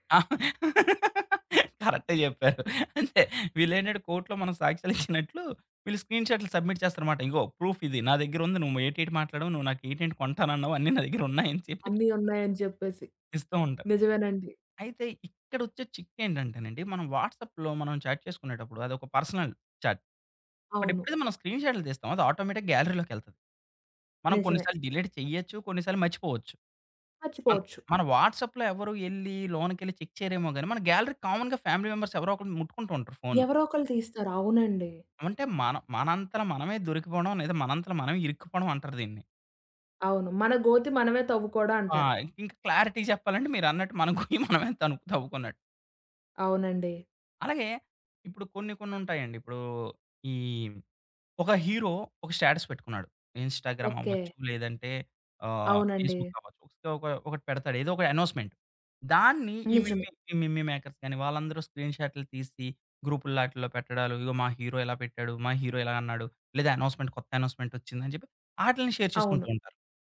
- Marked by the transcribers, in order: laughing while speaking: "ఆ! కరెక్టే జెప్పారు. అంతే. వీళ్ళేంటంటే … స్క్రీన్‌షాట్‌లు సబ్మిట్ చేస్తారన్నమాట"; in English: "కోర్ట్‌లో"; in English: "సబ్మిట్"; in English: "ప్రూఫ్"; laughing while speaking: "ఎటి ఏంటి కొంటానన్నావు అన్ని నా దగ్గర ఉన్నాయి అని చెప్పి"; in English: "వాట్సాప్‌లో"; in English: "చాట్"; in English: "పర్సనల్ చాట్. బట్"; in English: "ఆటోమేటిక్"; in English: "డిలీట్"; in English: "వాట్సాప్‌లో"; in English: "చెక్"; in English: "గ్యాలరీ కామన్‌గా ఫ్యామిలీ మెంబర్స్"; in English: "క్లారిటీ"; laughing while speaking: "గొయ్యి తను తవ్వుకున్నట్టు"; in English: "స్టాటస్"; in English: "ఇన్స్‌టాగ్రామ్"; in English: "ఫేస్‌బుక్"; in English: "సో"; tapping; in English: "అనోన్స్‌మెంట్"; in English: "మిమ్మీ మేకర్స్"; in English: "స్క్రీన్"; in English: "గ్రూప్‌లో"; in English: "అనోన్స్‌మెంట్"; in English: "అనోన్స్‌మెంట్"; in English: "షేర్"
- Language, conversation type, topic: Telugu, podcast, నిన్నో ఫొటో లేదా స్క్రీన్‌షాట్ పంపేముందు ఆలోచిస్తావా?